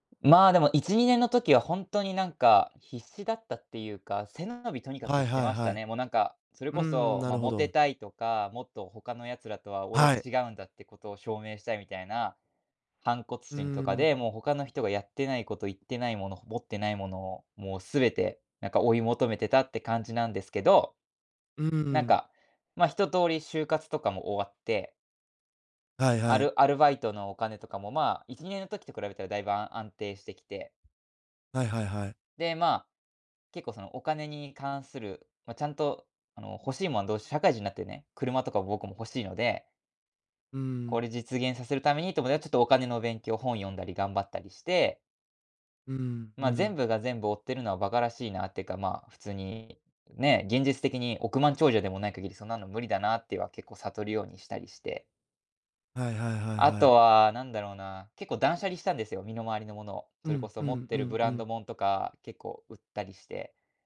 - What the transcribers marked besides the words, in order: other background noise
- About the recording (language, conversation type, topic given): Japanese, advice, SNSで見せる自分と実生活のギャップに疲れているのはなぜですか？